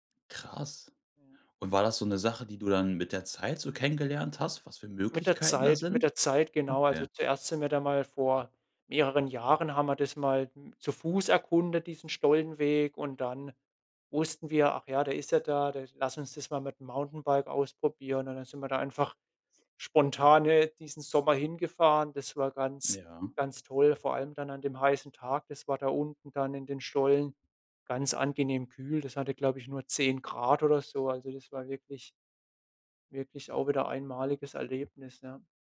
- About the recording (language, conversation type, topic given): German, podcast, Wann hat dir eine Naturerfahrung den Atem geraubt?
- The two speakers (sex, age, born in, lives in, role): male, 25-29, Germany, Germany, guest; male, 25-29, Germany, Germany, host
- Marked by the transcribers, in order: surprised: "Krass"